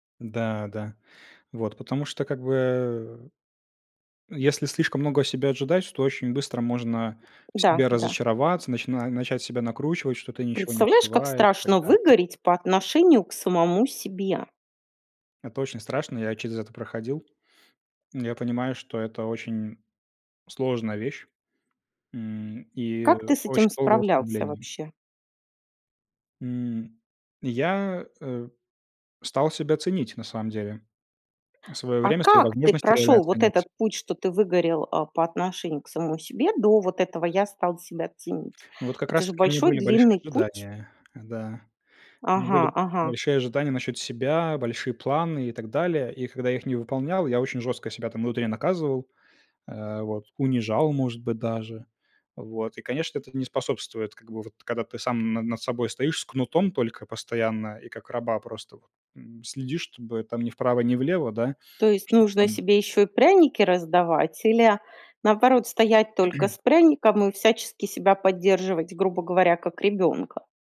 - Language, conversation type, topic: Russian, podcast, Какой совет от незнакомого человека ты до сих пор помнишь?
- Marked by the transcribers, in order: tapping; throat clearing